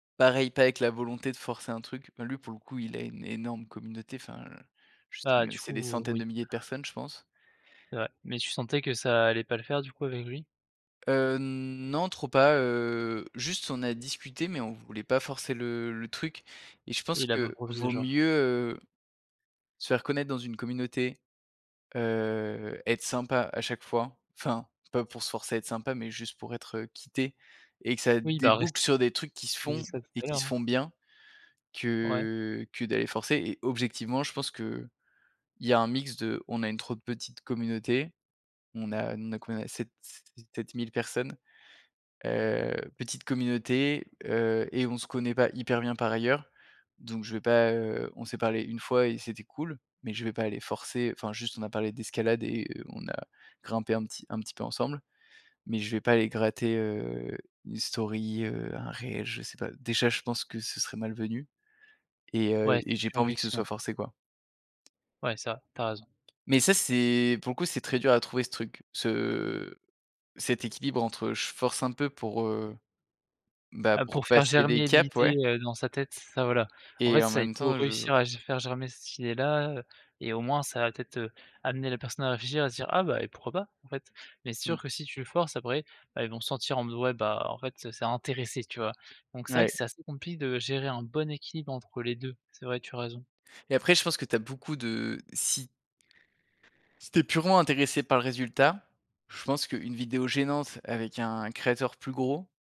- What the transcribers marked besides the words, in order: other background noise; drawn out: "heu"; tapping
- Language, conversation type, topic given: French, podcast, Comment un créateur construit-il une vraie communauté fidèle ?
- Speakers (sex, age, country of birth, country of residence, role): male, 20-24, France, France, host; male, 30-34, France, France, guest